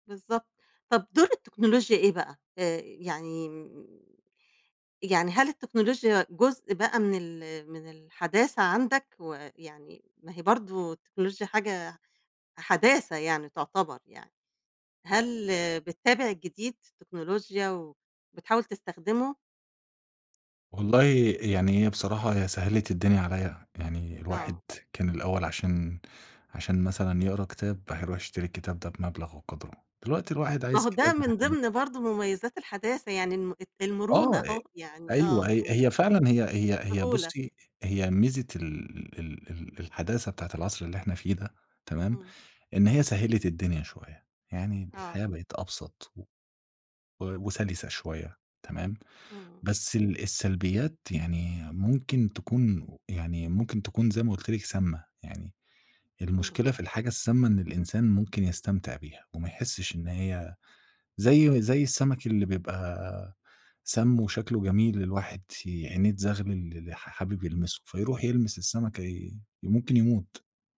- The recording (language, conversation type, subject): Arabic, podcast, إزاي بتحافظ على توازن بين الحداثة والأصالة؟
- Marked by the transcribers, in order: none